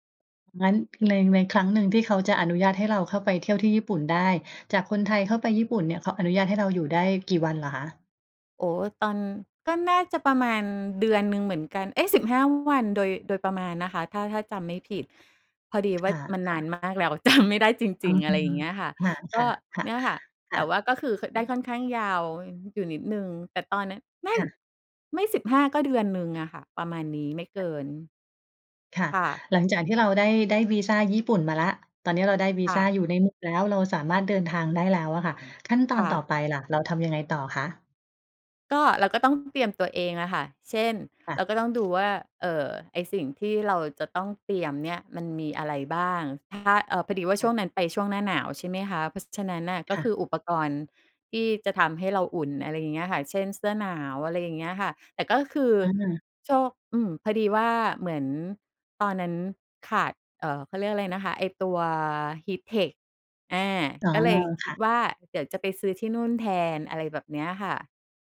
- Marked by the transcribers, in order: in English: "เพลน"; "แพลน" said as "เพลน"; laughing while speaking: "จำไม่ได้"; other background noise; in English: "HEATTECH"
- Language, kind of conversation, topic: Thai, podcast, คุณควรเริ่มวางแผนทริปเที่ยวคนเดียวยังไงก่อนออกเดินทางจริง?